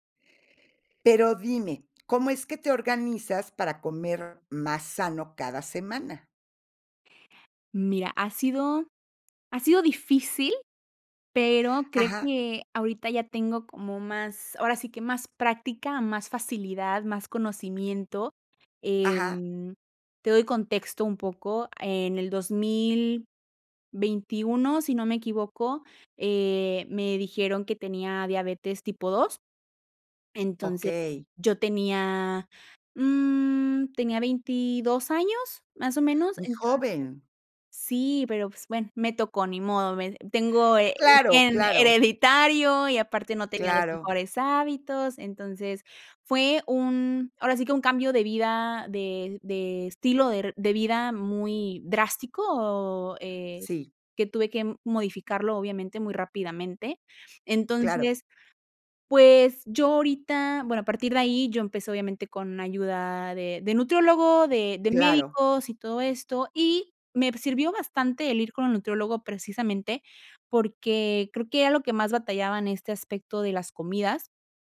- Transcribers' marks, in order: other background noise; tapping; other noise; drawn out: "mm"
- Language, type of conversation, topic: Spanish, podcast, ¿Cómo te organizas para comer más sano cada semana?